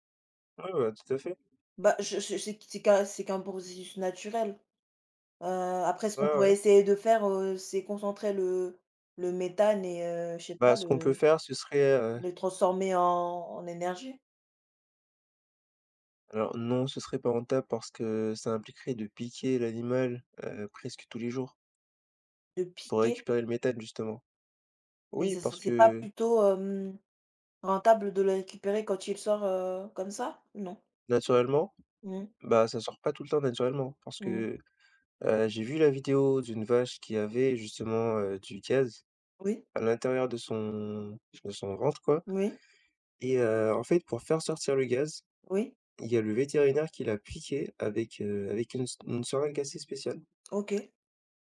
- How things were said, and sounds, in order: tapping; other background noise; drawn out: "son"
- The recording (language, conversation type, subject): French, unstructured, Pourquoi certaines entreprises refusent-elles de changer leurs pratiques polluantes ?